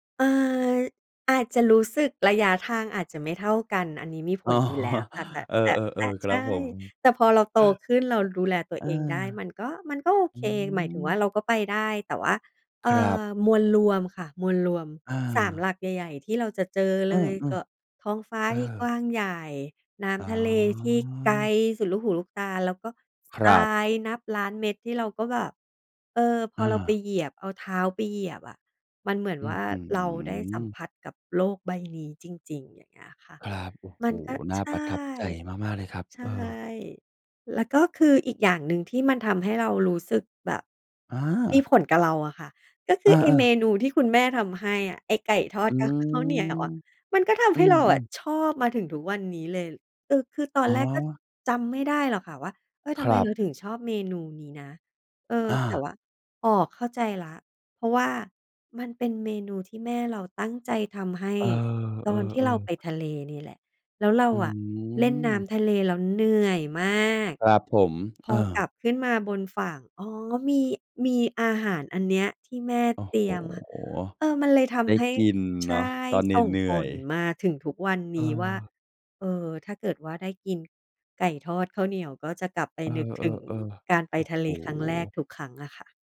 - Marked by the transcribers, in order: laughing while speaking: "อ๋อ"; chuckle; other background noise; drawn out: "อ๋อ"; drawn out: "อืม"; stressed: "เหนื่อยมาก"
- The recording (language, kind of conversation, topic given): Thai, podcast, ท้องทะเลที่เห็นครั้งแรกส่งผลต่อคุณอย่างไร?